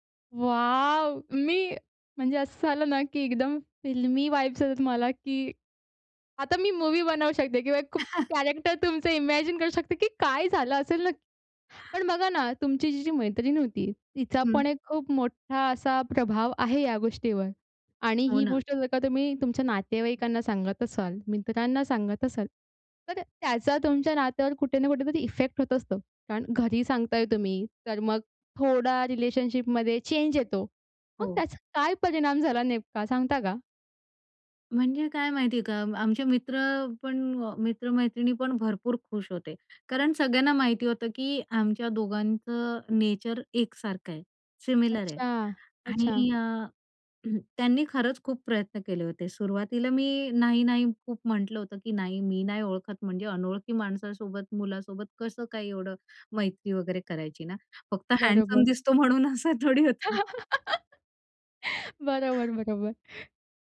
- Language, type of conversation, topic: Marathi, podcast, एखाद्या छोट्या संयोगामुळे प्रेम किंवा नातं सुरू झालं का?
- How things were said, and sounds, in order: joyful: "वॉव!"; in English: "फिल्मी वाईब्स"; joyful: "आता मी मूवी बनवू शकते … झालं असेल नक"; in English: "कॅरेक्टर"; chuckle; in English: "इमॅजिन"; inhale; bird; in English: "रिलेशनशिपमध्ये चेंज"; tapping; laughing while speaking: "म्हणून असं थोडी होतं"; giggle; inhale